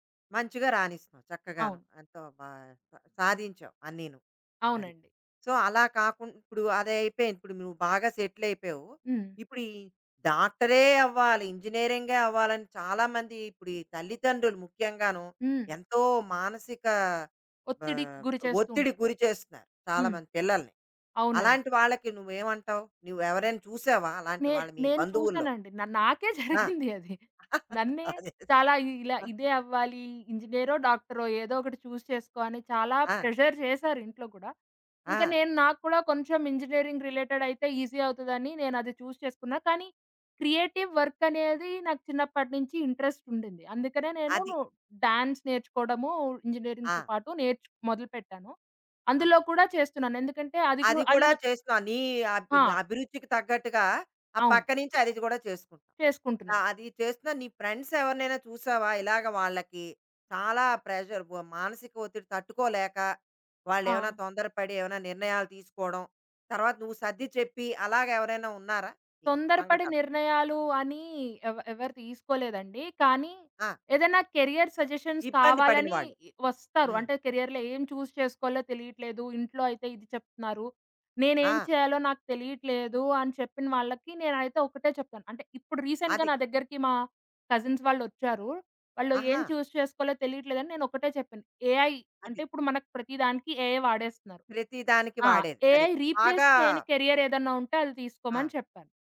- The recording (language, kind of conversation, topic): Telugu, podcast, వైద్యం, ఇంజనీరింగ్ కాకుండా ఇతర కెరీర్ అవకాశాల గురించి మీరు ఏమి చెప్పగలరు?
- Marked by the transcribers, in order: in English: "సో"; tapping; laughing while speaking: "జరిగింది అది"; laugh; in English: "చూస్"; in English: "ప్రెషర్"; in English: "రిలేటెడ్"; in English: "ఈసీ"; in English: "చూస్"; in English: "క్రియేటివ్ వర్క్"; in English: "ఇంట్రెస్ట్"; in English: "డాన్స్"; in English: "ఫ్రెండ్స్"; in English: "ప్రెషర్"; other background noise; in English: "కేరియర్ సజెషన్స్"; in English: "కేరియర్‌లో"; in English: "చూస్"; in English: "రీసెంట్‌గా"; in English: "కజిన్స్"; in English: "చూస్"; in English: "ఏఐ"; in English: "ఏఐ"; in English: "ఏఐ రీప్లేస్"; in English: "కేరియర్"